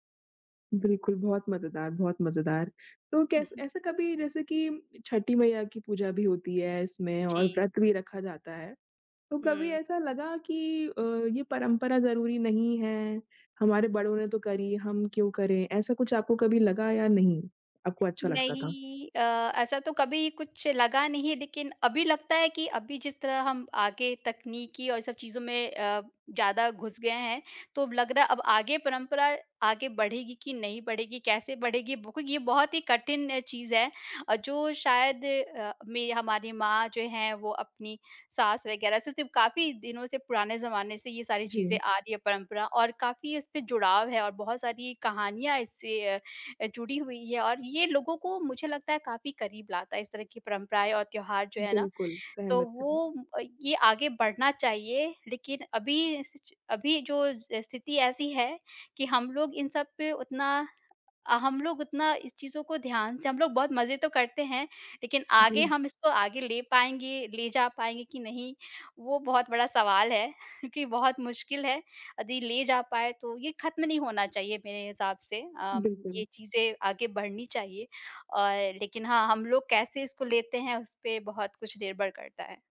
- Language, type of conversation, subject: Hindi, podcast, बचपन में आपके घर की कौन‑सी परंपरा का नाम आते ही आपको तुरंत याद आ जाती है?
- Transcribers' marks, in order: none